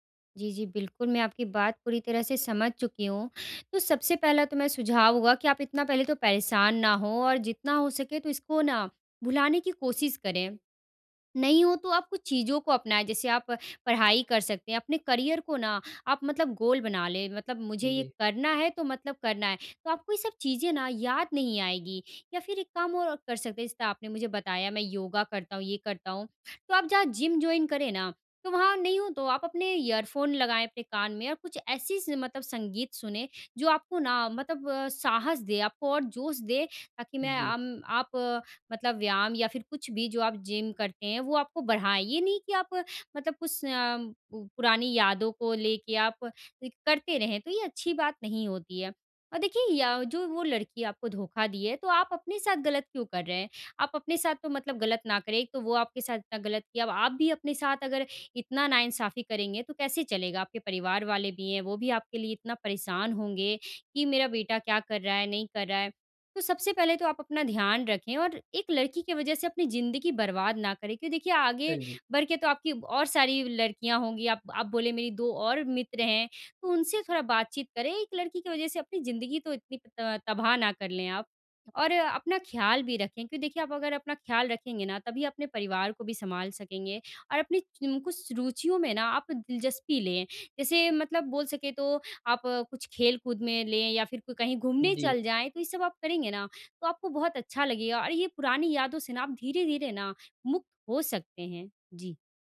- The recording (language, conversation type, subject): Hindi, advice, मैं पुरानी यादों से मुक्त होकर अपनी असल पहचान कैसे फिर से पा सकता/सकती हूँ?
- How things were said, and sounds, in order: in English: "करियर"; in English: "गोल"; in English: "जॉइन"